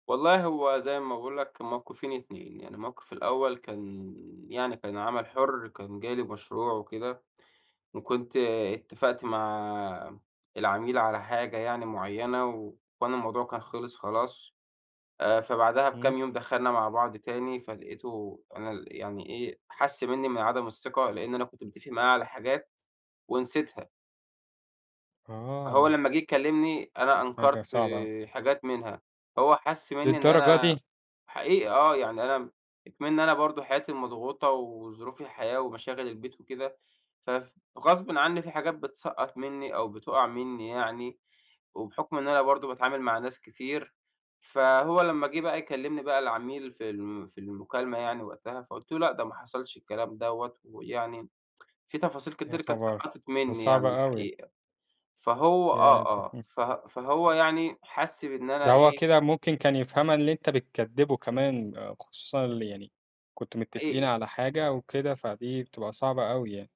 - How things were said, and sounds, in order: tsk; unintelligible speech
- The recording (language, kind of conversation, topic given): Arabic, podcast, إزاي بتحافظ على أفكارك عشان ما تنساهـاش؟